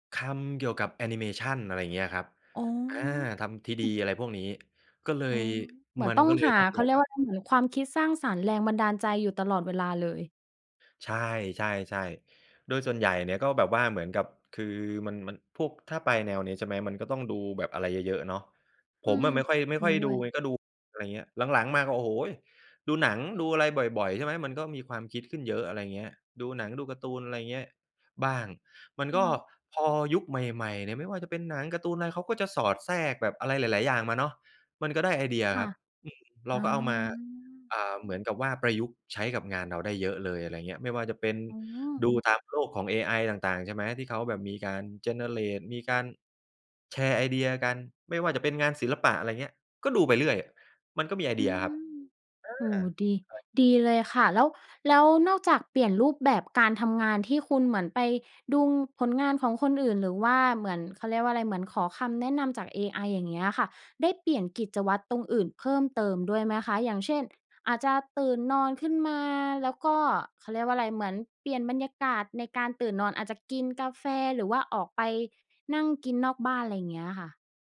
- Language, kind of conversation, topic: Thai, podcast, เวลารู้สึกหมดไฟ คุณมีวิธีดูแลตัวเองอย่างไรบ้าง?
- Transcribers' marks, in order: in English: "Generate"